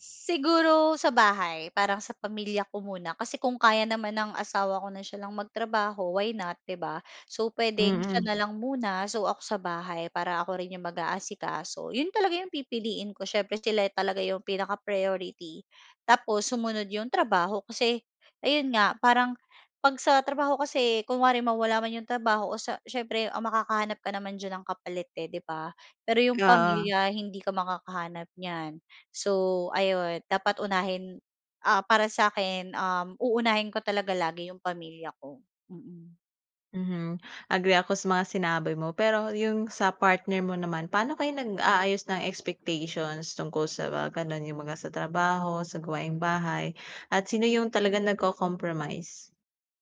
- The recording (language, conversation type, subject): Filipino, podcast, Paano mo nababalanse ang trabaho at mga gawain sa bahay kapag pareho kang abala sa dalawa?
- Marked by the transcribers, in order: other background noise; tapping